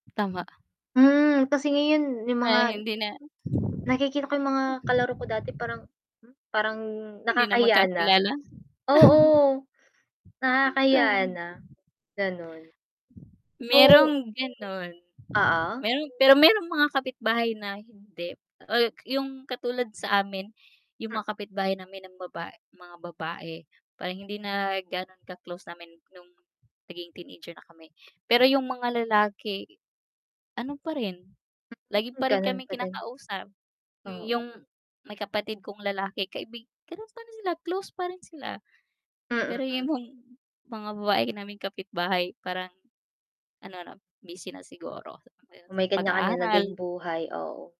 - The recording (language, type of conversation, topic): Filipino, unstructured, Ano ang paborito mong alaala noong bata ka pa?
- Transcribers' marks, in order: static; other background noise; chuckle; distorted speech; unintelligible speech